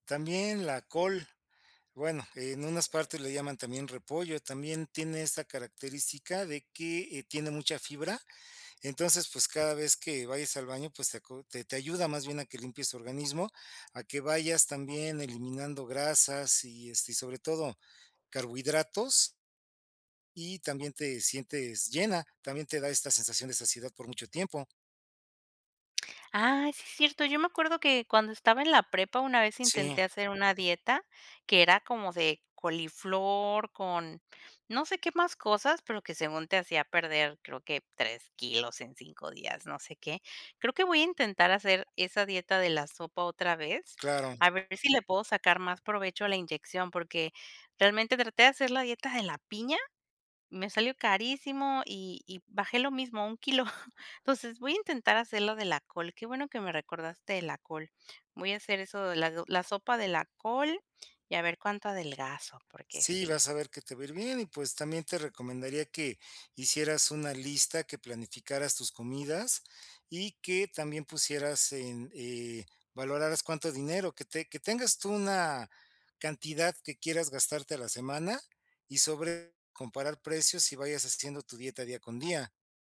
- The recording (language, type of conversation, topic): Spanish, advice, ¿Cómo puedo comer más saludable con un presupuesto limitado cada semana?
- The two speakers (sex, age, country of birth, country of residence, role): female, 30-34, Mexico, Mexico, user; male, 55-59, Mexico, Mexico, advisor
- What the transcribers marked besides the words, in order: tapping; laughing while speaking: "kilo"